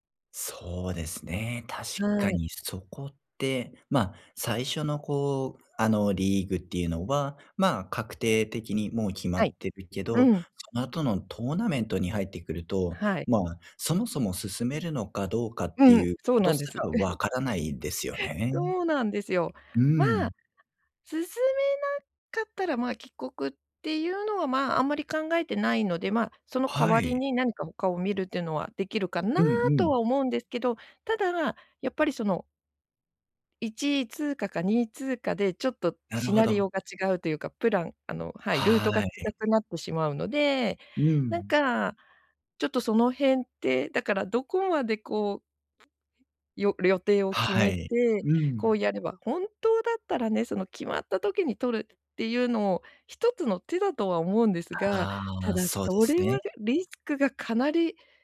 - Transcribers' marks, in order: laugh
- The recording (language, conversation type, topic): Japanese, advice, 旅行の予定が急に変わったとき、どう対応すればよいですか？